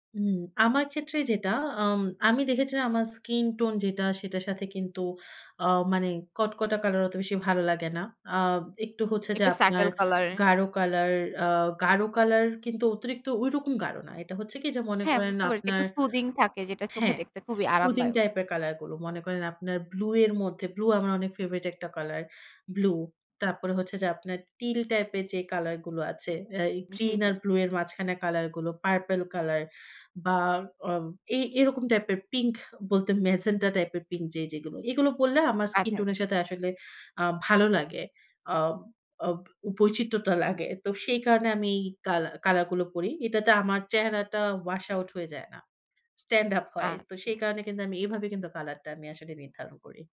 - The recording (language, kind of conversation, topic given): Bengali, podcast, আপনি যে পোশাক পরলে সবচেয়ে আত্মবিশ্বাসী বোধ করেন, সেটার অনুপ্রেরণা আপনি কার কাছ থেকে পেয়েছেন?
- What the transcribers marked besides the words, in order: in English: "teal"; laughing while speaking: "বলতে মেজেন্টা টাইপের"; in English: "washout"